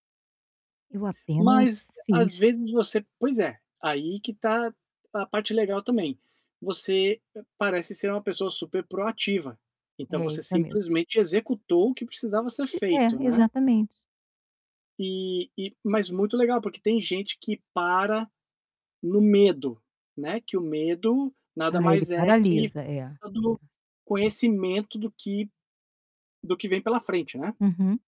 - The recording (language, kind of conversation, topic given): Portuguese, advice, Como posso notar e valorizar minhas pequenas vitórias diariamente?
- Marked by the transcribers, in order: static; distorted speech; other background noise